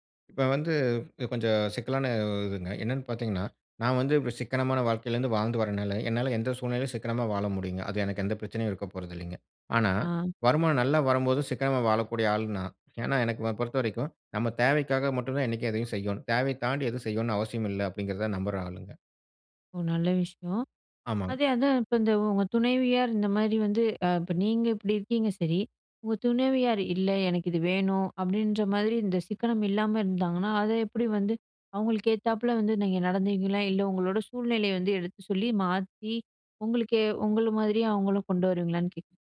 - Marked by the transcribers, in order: none
- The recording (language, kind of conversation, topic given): Tamil, podcast, மாற்றம் நடந்த காலத்தில் உங்கள் பணவரவு-செலவுகளை எப்படிச் சரிபார்த்து திட்டமிட்டீர்கள்?